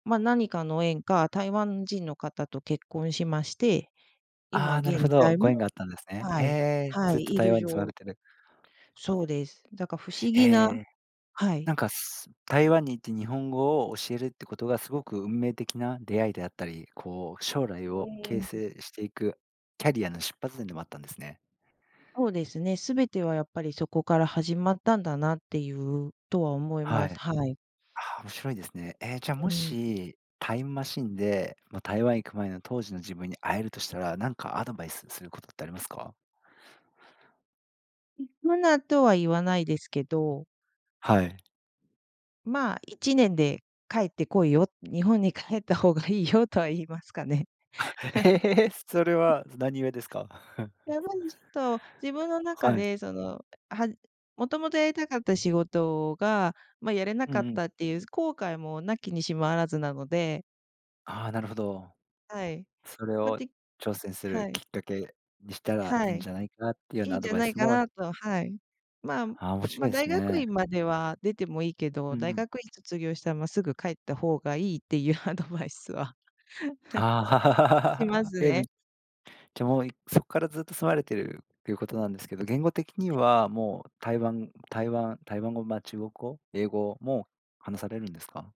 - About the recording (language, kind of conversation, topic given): Japanese, podcast, なぜ今の仕事を選んだのですか？
- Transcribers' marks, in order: unintelligible speech; laughing while speaking: "帰った方がいいよ"; laughing while speaking: "あ、ええ"; laugh; chuckle; laughing while speaking: "アドバイスは"; laugh